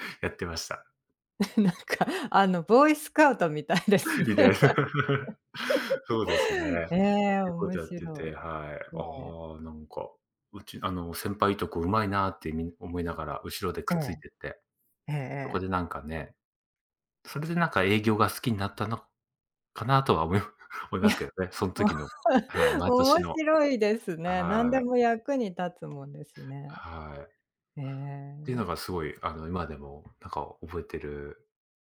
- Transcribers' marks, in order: laughing while speaking: "え、なんかあの、ボーイスカウトみたいですね"; other background noise; laughing while speaking: "偉大な"; chuckle; laugh; laughing while speaking: "思い 思いますけどね"; laughing while speaking: "いや、もう、面白いですね"
- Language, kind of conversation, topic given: Japanese, unstructured, 昔の家族旅行で特に楽しかった場所はどこですか？